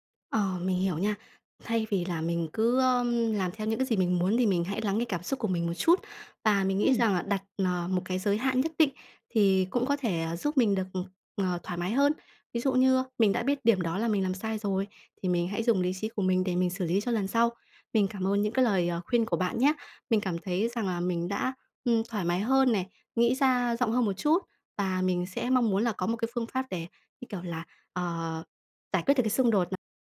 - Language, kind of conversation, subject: Vietnamese, advice, Làm sao tôi biết liệu mình có nên đảo ngược một quyết định lớn khi lý trí và cảm xúc mâu thuẫn?
- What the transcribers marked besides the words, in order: tapping